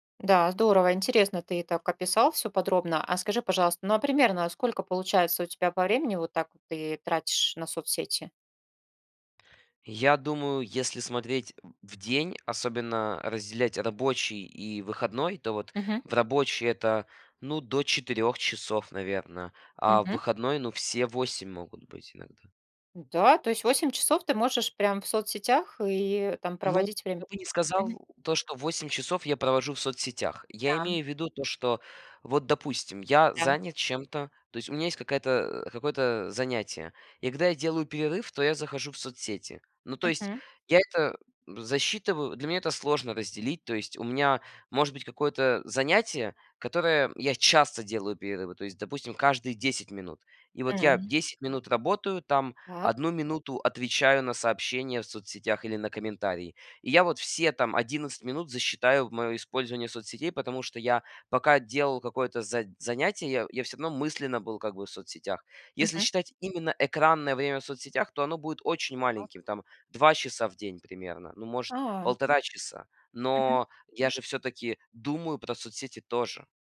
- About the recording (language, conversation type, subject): Russian, podcast, Сколько времени в день вы проводите в социальных сетях и зачем?
- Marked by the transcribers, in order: other background noise